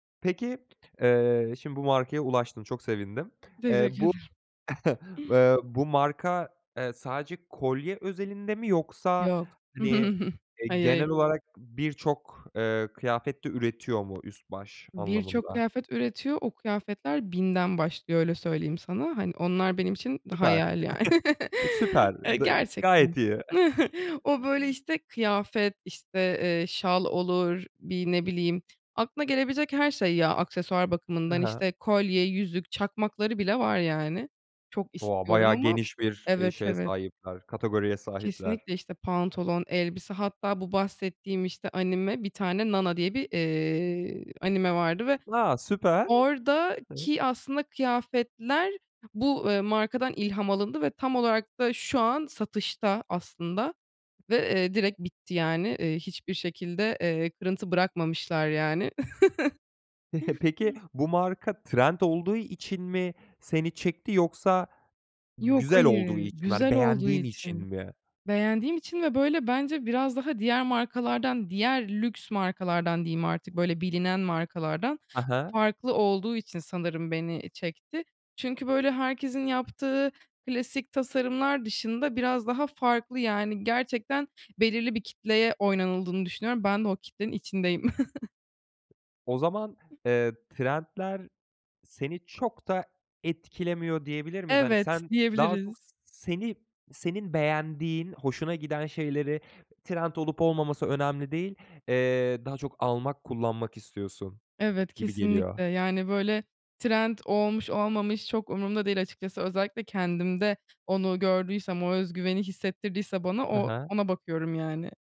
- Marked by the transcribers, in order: other background noise; laughing while speaking: "Teşekkür ederim"; chuckle; other noise; chuckle; tapping; chuckle; unintelligible speech; chuckle; chuckle
- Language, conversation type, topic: Turkish, podcast, Moda trendleri seni ne kadar etkiler?
- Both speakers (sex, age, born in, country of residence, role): female, 20-24, Turkey, Germany, guest; male, 25-29, Turkey, Germany, host